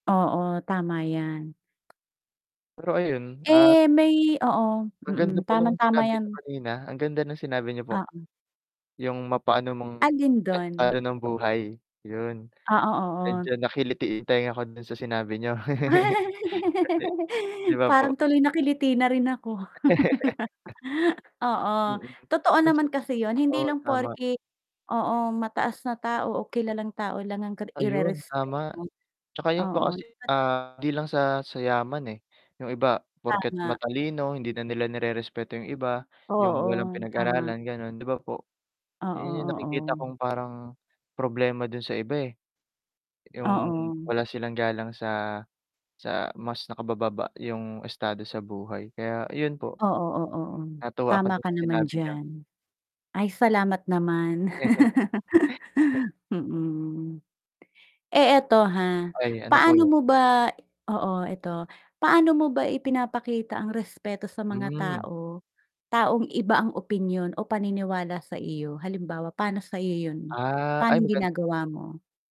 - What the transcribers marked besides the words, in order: tapping; other background noise; static; laugh; chuckle; laugh; chuckle; distorted speech; chuckle; laugh
- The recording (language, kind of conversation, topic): Filipino, unstructured, Ano ang papel ng respeto sa pakikitungo mo sa ibang tao?